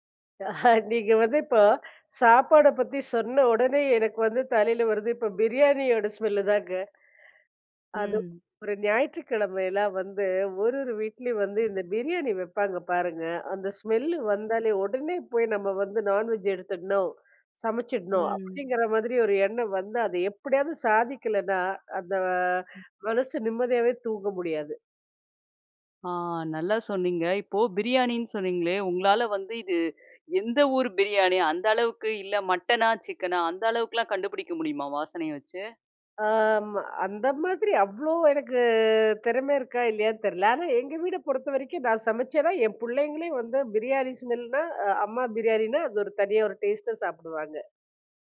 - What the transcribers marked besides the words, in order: laughing while speaking: "நீங்க வந்து இப்போ சாப்பாட பத்தி … இப்போ பிரியாணியோட ஸ்மெல்லுதாங்க"; inhale; other background noise; tapping; inhale; background speech; inhale; drawn out: "ஆ"; anticipating: "இப்போ பிரியாணின்னு சொன்னீங்ளே, உங்களால வந்து … முடியுமா, வாசனைய வச்சு?"; inhale; drawn out: "ஆம்மா"; drawn out: "எனக்கு"
- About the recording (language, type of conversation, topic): Tamil, podcast, உணவு சுடும் போது வரும் வாசனைக்கு தொடர்பான ஒரு நினைவை நீங்கள் பகிர முடியுமா?